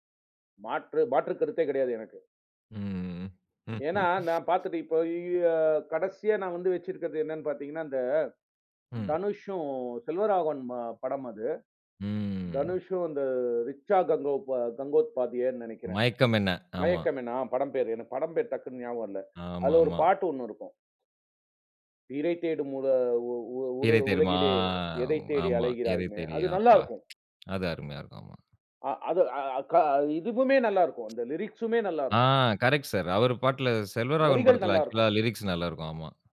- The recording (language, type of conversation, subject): Tamil, podcast, நீங்கள் சேர்ந்து உருவாக்கிய பாடல்பட்டியலில் இருந்து உங்களுக்கு மறக்க முடியாத ஒரு நினைவைக் கூறுவீர்களா?
- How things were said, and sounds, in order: laugh; other noise; drawn out: "ம்"; drawn out: "தெரிமா?"; tsk; in English: "லிரிக்ஸூமே"; tsk; in English: "ஆக்சுவல லிரிக்ஸ்"